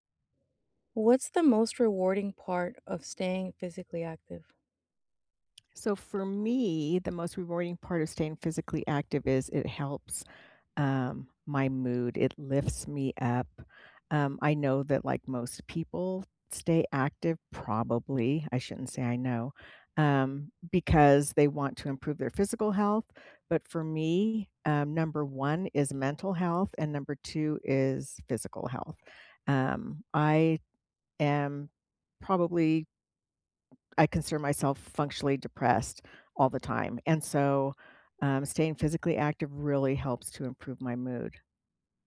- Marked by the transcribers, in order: tapping
- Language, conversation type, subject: English, unstructured, What is the most rewarding part of staying physically active?